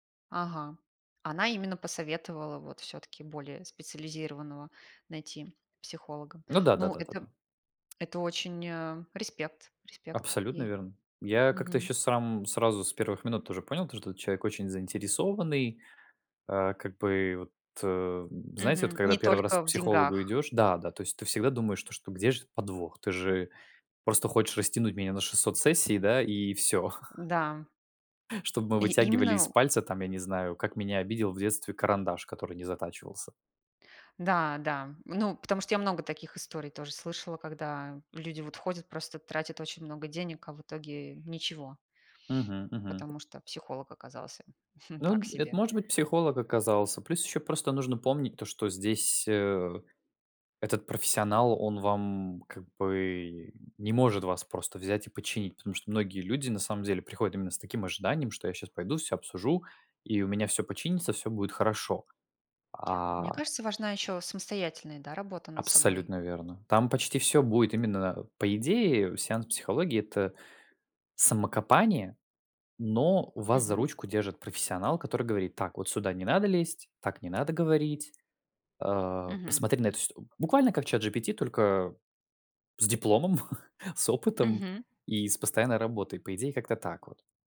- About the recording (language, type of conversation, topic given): Russian, unstructured, Почему многие люди боятся обращаться к психологам?
- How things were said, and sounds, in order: tapping; other background noise; chuckle; scoff; chuckle